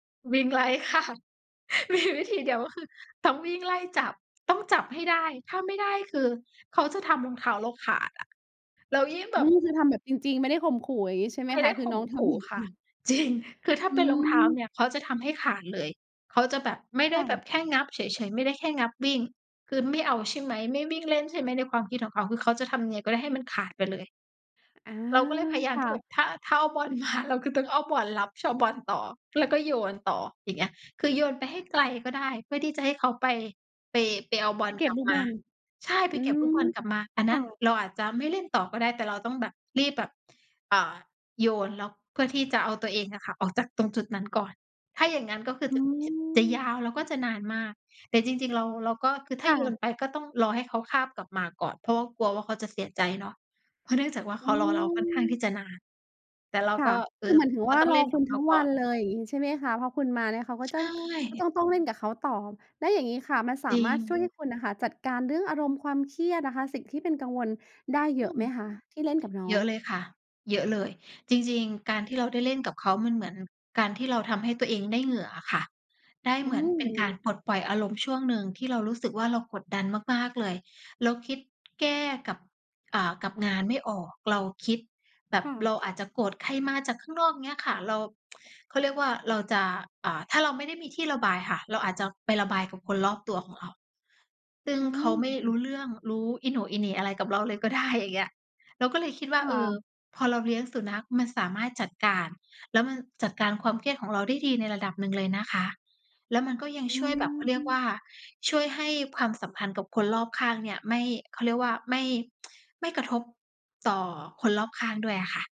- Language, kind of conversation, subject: Thai, podcast, บอกวิธีจัดการความเครียดจากงานหน่อยได้ไหม?
- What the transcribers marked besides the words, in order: joyful: "วิ่งไล่ ค่ะ มีวิธีเดียวก็คือ ต้องวิ่งไล่จับ ต้องจับให้ได้"; laughing while speaking: "ค่ะ มีวิธีเดียวก็คือ"; laughing while speaking: "จริง ๆ"; laughing while speaking: "จริง"; other background noise; tsk; tsk